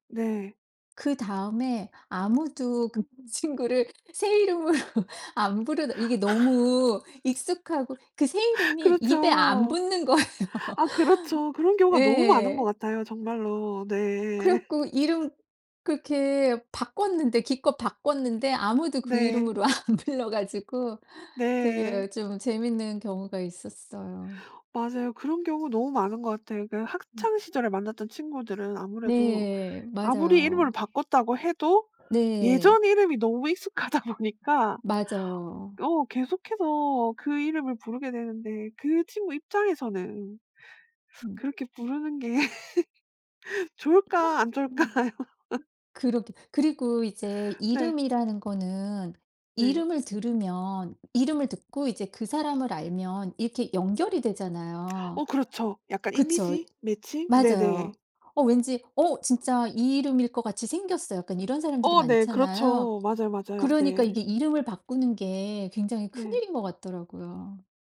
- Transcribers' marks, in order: other background noise; laughing while speaking: "이름으로"; tapping; laugh; laughing while speaking: "거예요"; laugh; laughing while speaking: "안 불러"; laughing while speaking: "익숙하다 보니까"; laugh; other noise; laughing while speaking: "좋을까요"; laugh
- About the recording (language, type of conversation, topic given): Korean, podcast, 이름이나 성씨에 얽힌 이야기가 있으신가요?